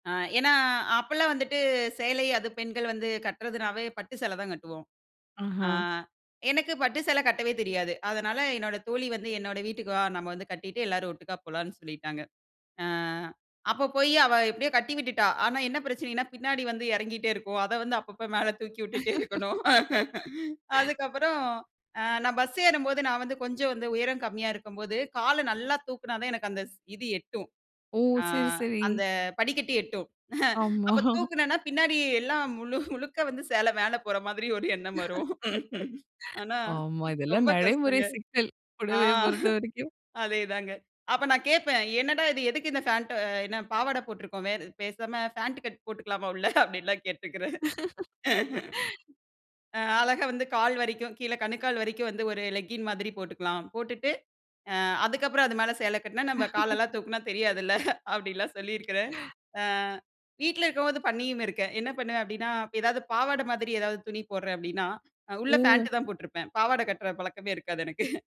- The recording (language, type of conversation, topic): Tamil, podcast, பாரம்பரிய உடைகளை நவீனமாக மாற்றுவது பற்றி நீங்கள் என்ன நினைக்கிறீர்கள்?
- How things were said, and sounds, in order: chuckle; laughing while speaking: "அப்பப்போ மேல தூக்கி விட்டுட்டே இருக்கணும்"; chuckle; laughing while speaking: "ஆமா"; chuckle; laughing while speaking: "முழு முழுக்க வந்து சேலை மேல … கஷ்டங்க. ஆ அதேதாங்க"; unintelligible speech; other background noise; in English: "பேண்ட் கட்"; laugh; laughing while speaking: "தெரியாதுல்ல"; laugh; chuckle; other noise; chuckle